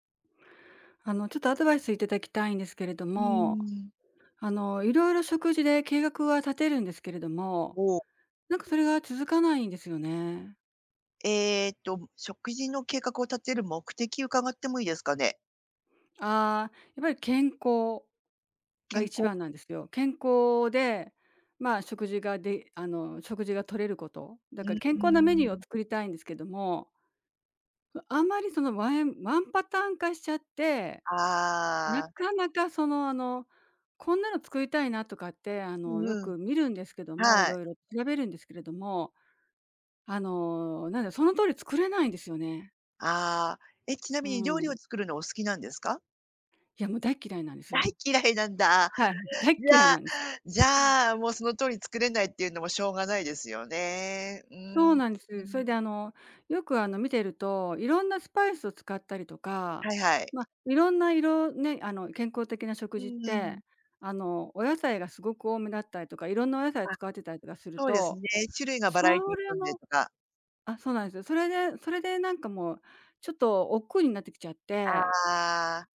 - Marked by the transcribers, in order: laughing while speaking: "大嫌いなんだ"; other background noise
- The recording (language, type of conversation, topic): Japanese, advice, 食事計画を続けられないのはなぜですか？